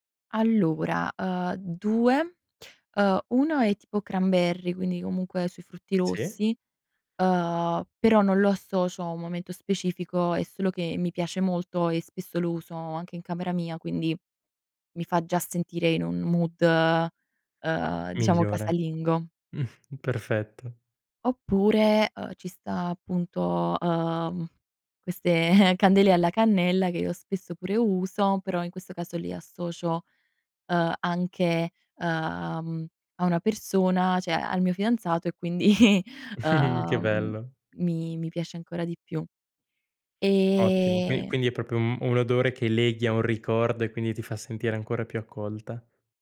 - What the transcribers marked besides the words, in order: in English: "cranberry"; in English: "mood"; chuckle; chuckle; "cioè" said as "ceh"; "cioè" said as "ceh"; giggle; "piace" said as "piasce"
- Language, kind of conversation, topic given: Italian, podcast, C'è un piccolo gesto che, per te, significa casa?